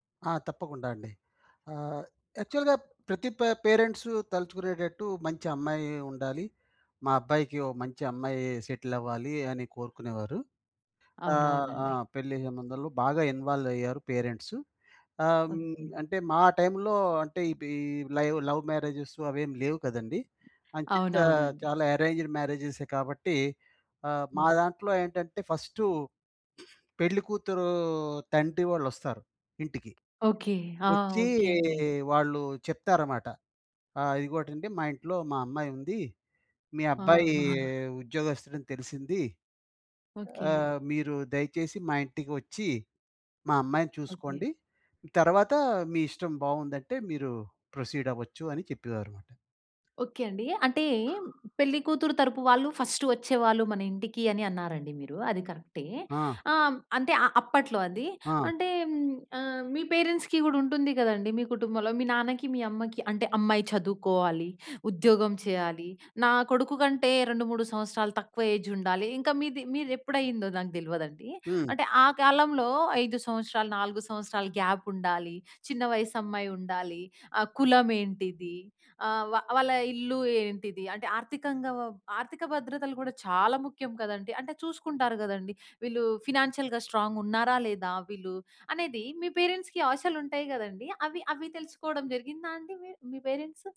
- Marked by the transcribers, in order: in English: "యాక్చువల్‌గా"; in English: "పే పేరెంట్స్"; in English: "సెటిల్"; in English: "ఇన్వాల్వ్"; in English: "పేరెంట్స్"; in English: "లైవ్ లవ్ మ్యారేజెస్"; in English: "అరేంజ్‌డ్"; in English: "ఫస్ట్"; other background noise; in English: "ప్రొసీడ్"; in English: "ఫస్ట్"; in English: "పేరెంట్స్‌కి"; in English: "ఏజ్"; in English: "గ్యాప్"; in English: "ఫైనాన్షియల్‌గా స్ట్రాంగ్"; in English: "పేరెంట్స్‌కి"; in English: "పేరెంట్స్?"
- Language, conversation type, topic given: Telugu, podcast, పెళ్లి విషయంలో మీ కుటుంబం మీ నుంచి ఏవేవి ఆశిస్తుంది?